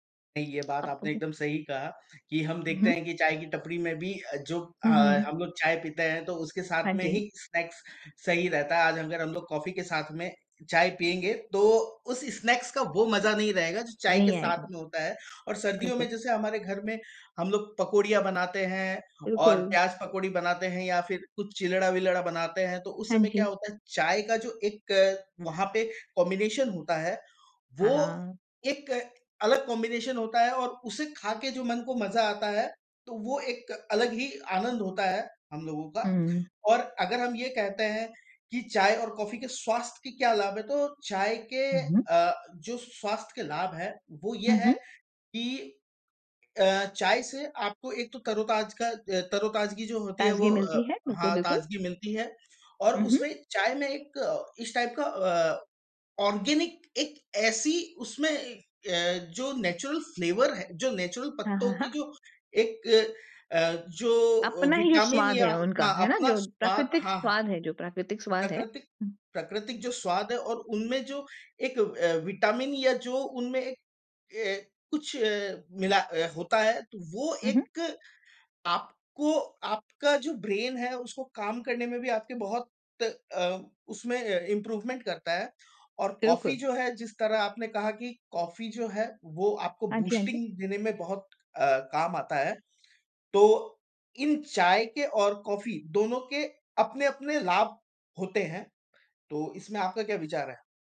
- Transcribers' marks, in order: in English: "स्नैक्स"; in English: "स्नैक्स"; in English: "कॉम्बिनेशन"; in English: "कॉम्बिनेशन"; in English: "टाइप"; in English: "ऑर्गेनिक"; in English: "नेचुरल फ़्लेवर"; in English: "नेचुरल"; in English: "ब्रेन"; in English: "इम्प्रूवमेंट"; in English: "बूस्टिंग"
- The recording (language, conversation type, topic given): Hindi, unstructured, आप चाय या कॉफी में से क्या पसंद करते हैं, और क्यों?
- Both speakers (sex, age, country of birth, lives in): female, 40-44, India, Netherlands; male, 40-44, India, India